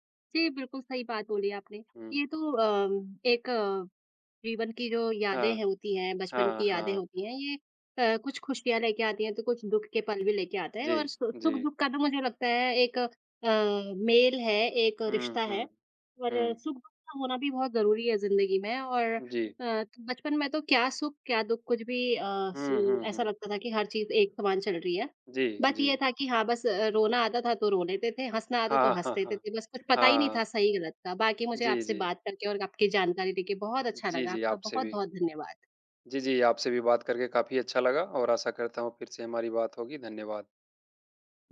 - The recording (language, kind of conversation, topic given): Hindi, unstructured, आपके लिए क्या यादें दुख से ज़्यादा सांत्वना देती हैं या ज़्यादा दर्द?
- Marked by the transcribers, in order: none